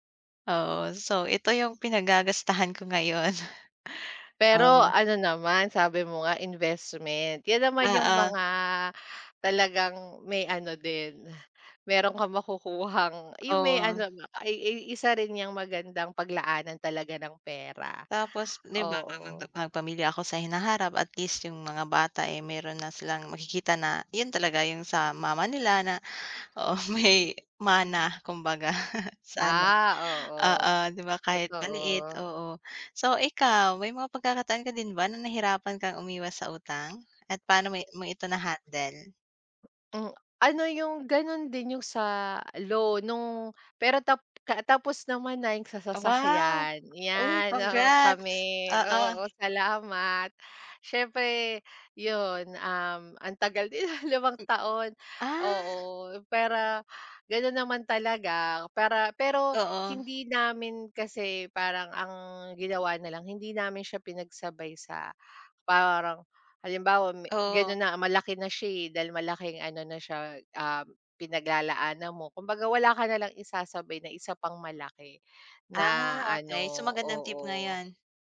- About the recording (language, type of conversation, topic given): Filipino, unstructured, Ano ang mga simpleng hakbang para makaiwas sa utang?
- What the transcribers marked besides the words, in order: other background noise; chuckle; chuckle; laughing while speaking: "antagal din"